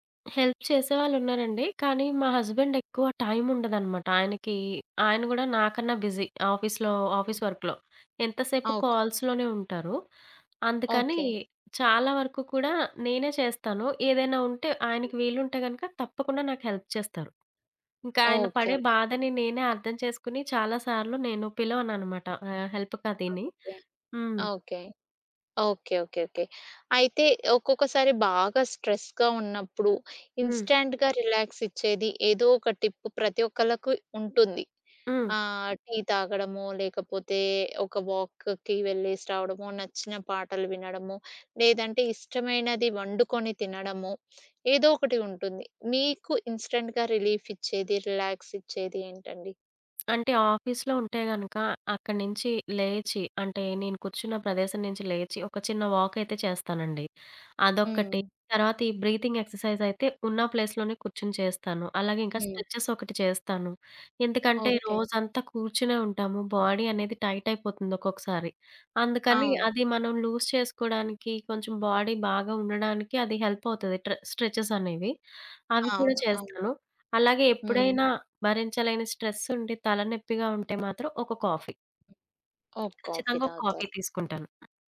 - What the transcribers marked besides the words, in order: in English: "హెల్ప్"; in English: "బిజీ. ఆఫీస్‌లో ఆఫీస్ వర్క్‌లో"; other background noise; in English: "కాల్స్‌లోనే"; in English: "హెల్ప్"; in English: "హెల్ప్‌కదీని"; tapping; in English: "స్ట్రెస్‌గా"; in English: "ఇన్‌స్టాంట్‌గా"; in English: "టిప్"; in English: "వాక్‌కి"; in English: "ఇన్‌స్టాంట్‌గా"; in English: "వాక్"; in English: "బ్రీతింగ్ ఎక్సర్సైజ్"; in English: "ప్లేస్‌లోనే"; in English: "స్ట్రెచెస్"; in English: "బాడీ"; in English: "టైట్"; in English: "లూజ్"; in English: "బాడీ"; in English: "హెల్ప్"; in English: "స్ట్రెచెస్"; in English: "స్ట్రెస్"; in English: "కాఫీ"; in English: "కాఫీ"; in English: "కాఫీ"
- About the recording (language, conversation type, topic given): Telugu, podcast, పని తర్వాత మానసికంగా రిలాక్స్ కావడానికి మీరు ఏ పనులు చేస్తారు?